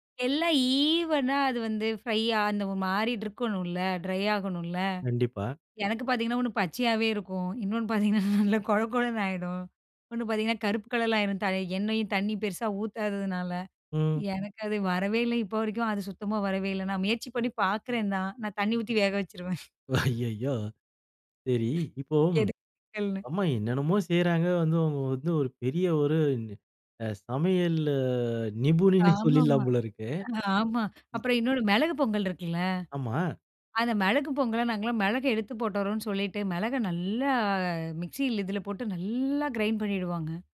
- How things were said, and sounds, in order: in English: "ஈவனா"; in English: "ட்ரை"; laughing while speaking: "பாத்தீங்கன்னா"; laughing while speaking: "வேக வச்சுருவேன்"; surprised: "ஐயய்யோ! சரி, இப்போ அம்மா என்னன்னமோ … போல இருக்கே! ம்"; laughing while speaking: "ஐயய்யோ!"; unintelligible speech; in English: "கிரைண்ட்"
- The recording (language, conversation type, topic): Tamil, podcast, அம்மாவின் குறிப்பிட்ட ஒரு சமையல் குறிப்பை பற்றி சொல்ல முடியுமா?